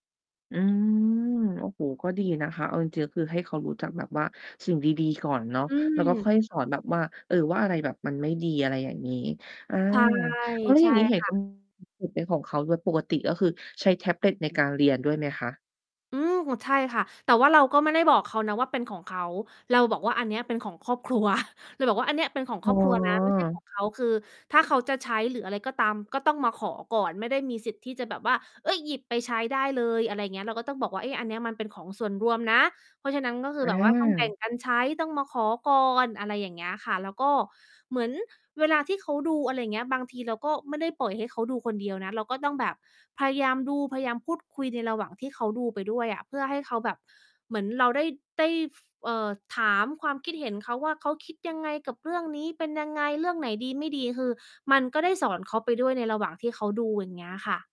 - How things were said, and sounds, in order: tapping; static; drawn out: "อืม"; mechanical hum; distorted speech; laughing while speaking: "ครัว"
- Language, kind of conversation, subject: Thai, podcast, ที่บ้านคุณมีวิธีจัดการเรื่องหน้าจอและเวลาการใช้มือถือกันอย่างไรบ้าง?